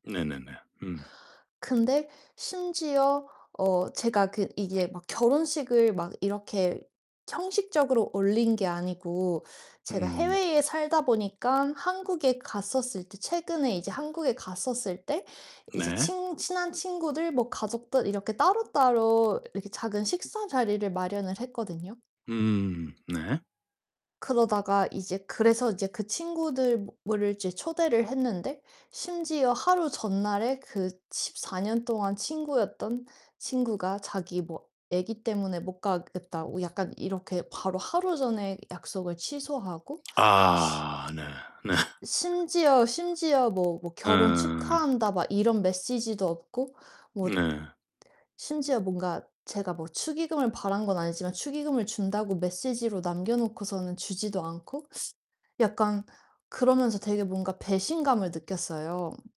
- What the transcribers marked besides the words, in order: distorted speech; other background noise; laughing while speaking: "네"; teeth sucking
- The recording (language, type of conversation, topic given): Korean, advice, 이별 후 흔들린 가치관을 어떻게 다시 세우고 나 자신을 찾을 수 있을까요?